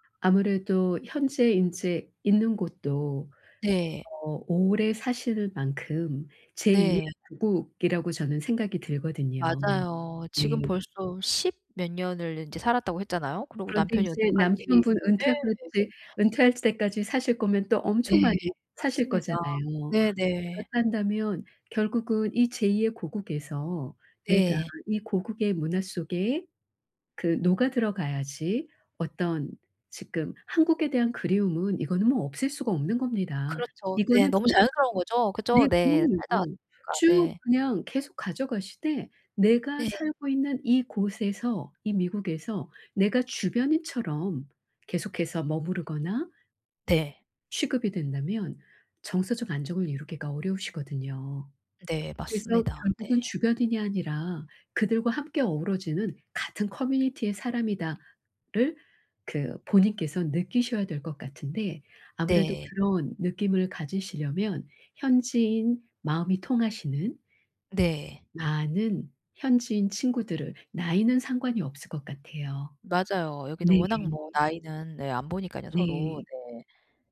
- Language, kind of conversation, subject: Korean, advice, 낯선 곳에서 향수와 정서적 안정을 어떻게 찾고 유지할 수 있나요?
- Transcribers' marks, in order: unintelligible speech